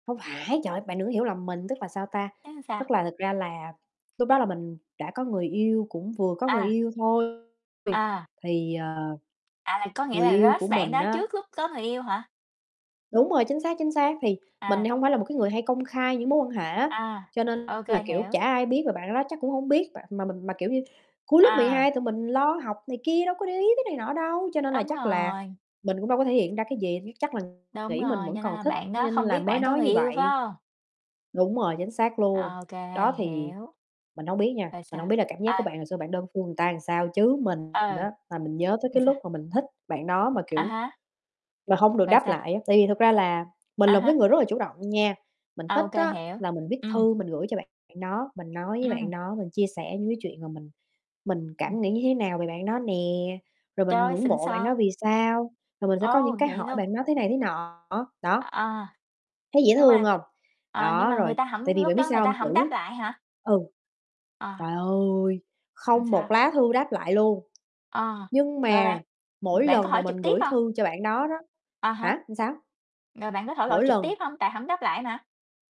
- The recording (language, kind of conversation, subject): Vietnamese, unstructured, Bạn nghĩ gì khi tình yêu không được đáp lại?
- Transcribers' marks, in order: distorted speech; tapping; in English: "crush"; mechanical hum; other background noise; "Rồi" said as "Ừn"